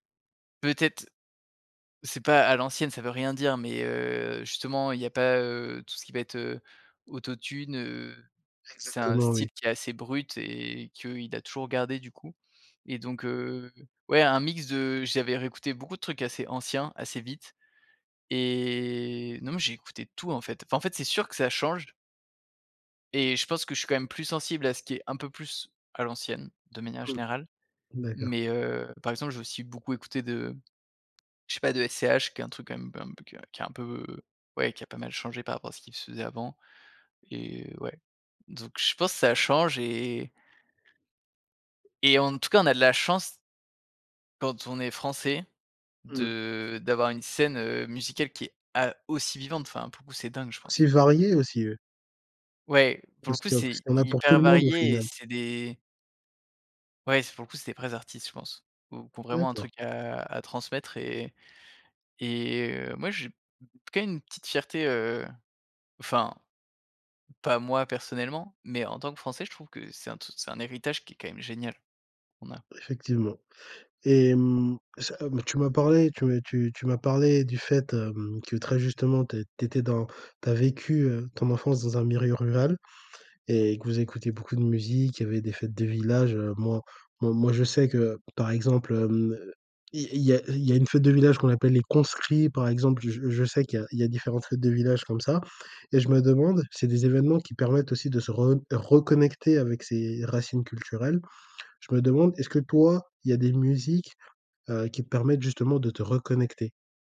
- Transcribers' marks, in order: tapping; other background noise; "milieu" said as "mirieu"
- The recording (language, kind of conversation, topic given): French, podcast, Comment ta culture a-t-elle influencé tes goûts musicaux ?